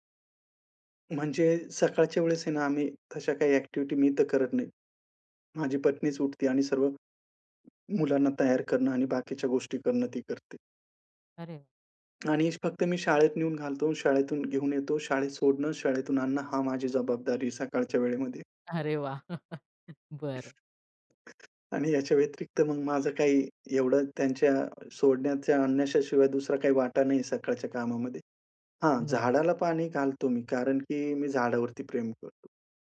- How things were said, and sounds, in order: in English: "ॲक्टिविटी"; other background noise; chuckle
- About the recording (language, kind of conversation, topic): Marathi, podcast, घरच्या कामांमध्ये जोडीदाराशी तुम्ही समन्वय कसा साधता?